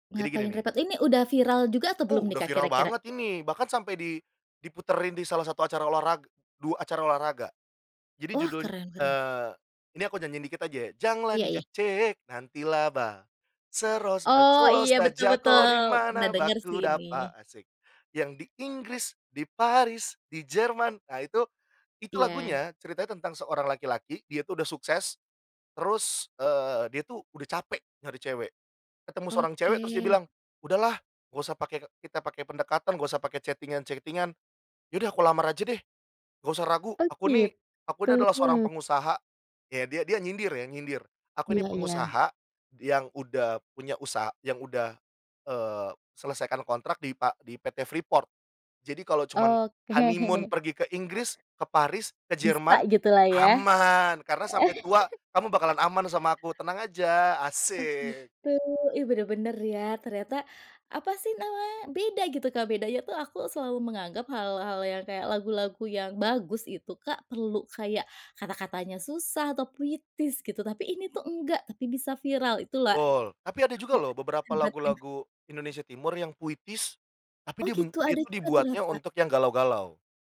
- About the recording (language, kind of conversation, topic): Indonesian, podcast, Pernahkah kamu tertarik pada musik dari budaya lain, dan bagaimana ceritanya?
- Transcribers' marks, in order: singing: "jang lanjut chat nanti laba … di mana bakudapa"; singing: "yang di Inggris, di Paris, di Jerman"; in English: "chatting-an-chatting-an"; laughing while speaking: "Oke"; in English: "honeymoon"; chuckle; other background noise; unintelligible speech